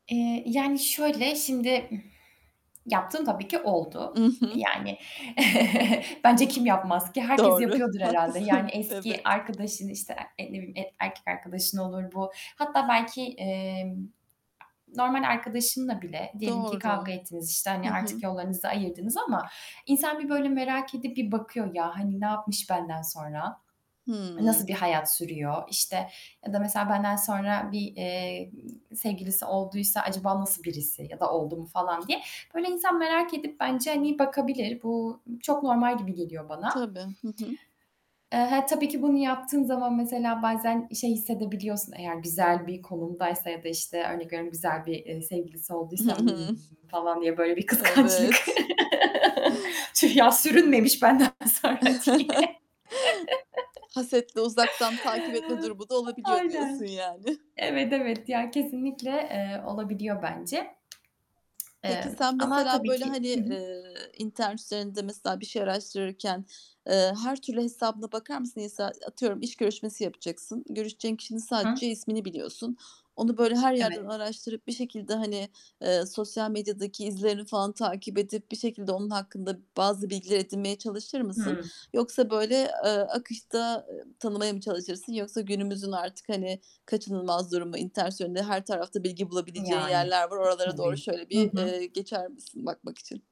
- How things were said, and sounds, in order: static; tapping; chuckle; laughing while speaking: "Doğru, haklısın"; other background noise; laughing while speaking: "kıskançlık"; laugh; chuckle; distorted speech; laughing while speaking: "sonra. diye"; laugh; lip smack
- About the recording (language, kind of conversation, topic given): Turkish, podcast, Takip uygulamaları sence ilişkilerde sınırları nasıl zorluyor?